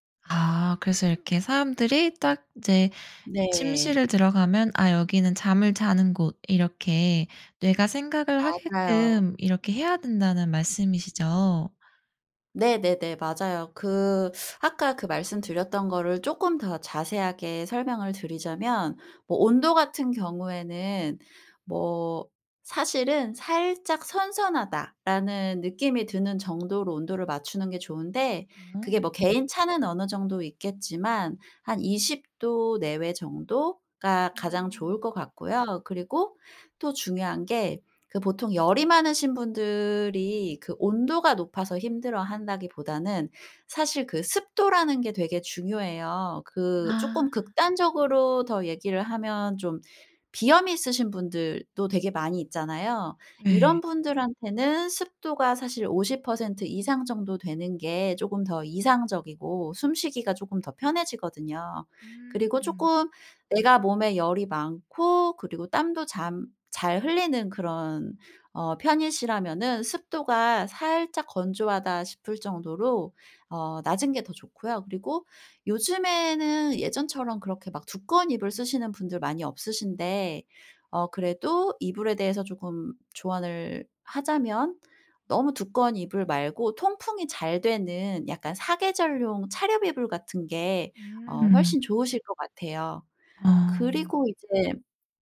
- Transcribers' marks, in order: other background noise
- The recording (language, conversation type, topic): Korean, podcast, 숙면을 돕는 침실 환경의 핵심은 무엇인가요?